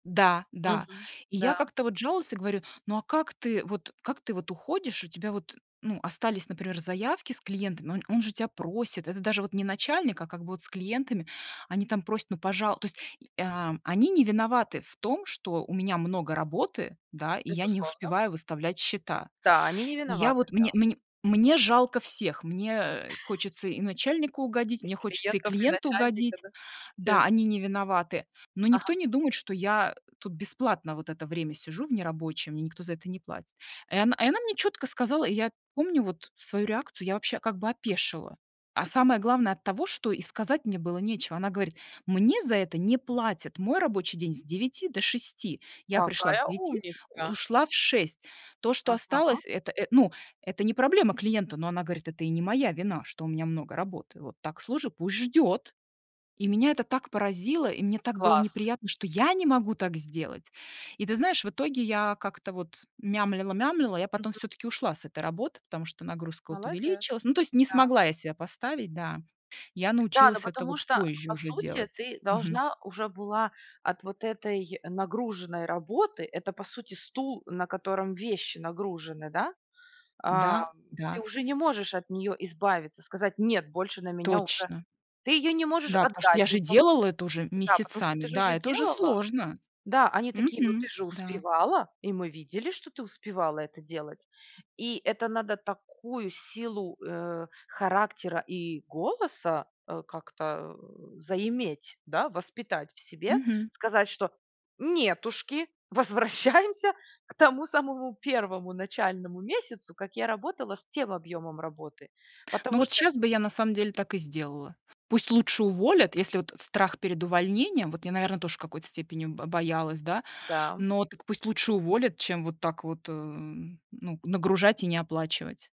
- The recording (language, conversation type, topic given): Russian, podcast, Как научиться говорить «нет», не переживая из-за этого?
- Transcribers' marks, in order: other background noise